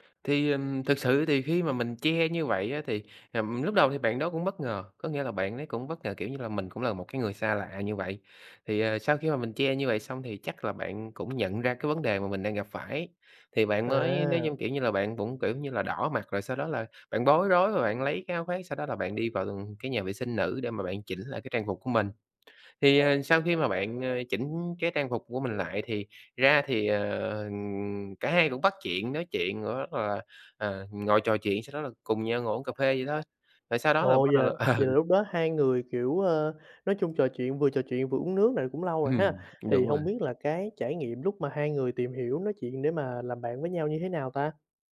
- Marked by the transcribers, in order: tapping; other background noise; laughing while speaking: "ừ"; laughing while speaking: "Ừm"
- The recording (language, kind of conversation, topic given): Vietnamese, podcast, Bạn có thể kể về một chuyến đi mà trong đó bạn đã kết bạn với một người lạ không?